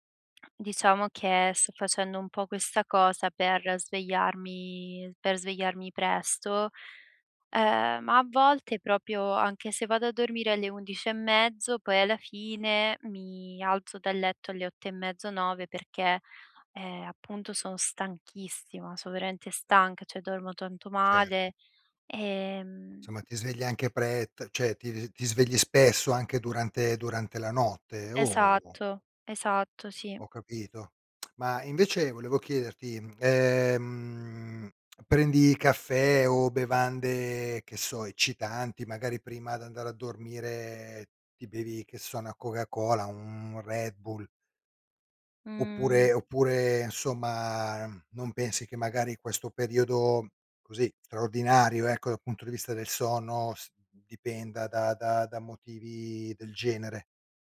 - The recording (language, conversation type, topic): Italian, advice, Sonno irregolare e stanchezza durante il giorno
- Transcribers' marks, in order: "proprio" said as "propio"; "cioè" said as "ceh"; "Insomma" said as "nsomma"; tapping; tsk; "una" said as "na"; "insomma" said as "nsomma"